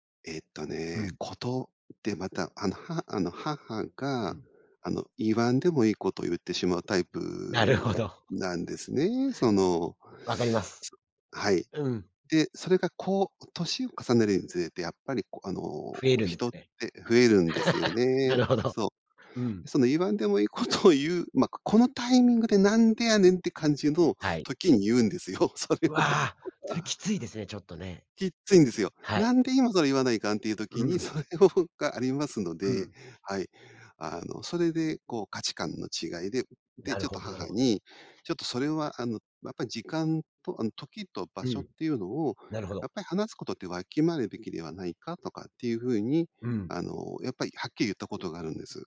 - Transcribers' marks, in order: laugh; laughing while speaking: "いいことを言う"; laughing while speaking: "言うんですよ、それを"; laughing while speaking: "それをが"
- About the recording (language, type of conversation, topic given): Japanese, podcast, 親との価値観の違いを、どのように乗り越えましたか？